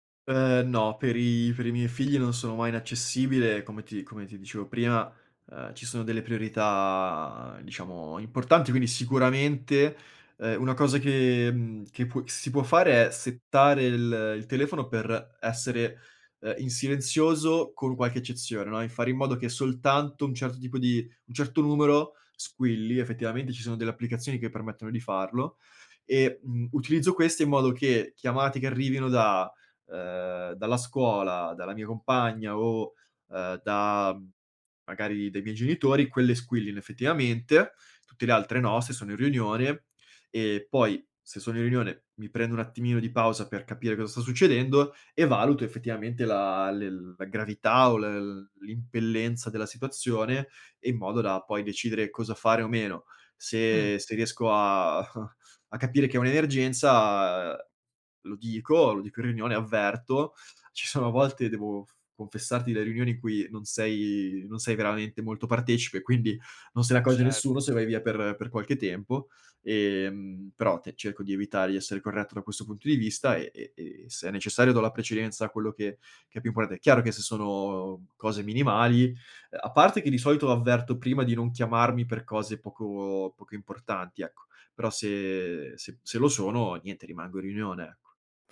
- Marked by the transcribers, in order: in English: "settare"; other background noise; chuckle; "importante" said as "imporante"
- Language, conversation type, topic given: Italian, podcast, Come riesci a mantenere dei confini chiari tra lavoro e figli?
- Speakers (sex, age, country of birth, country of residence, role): male, 25-29, Italy, Italy, guest; male, 25-29, Italy, Spain, host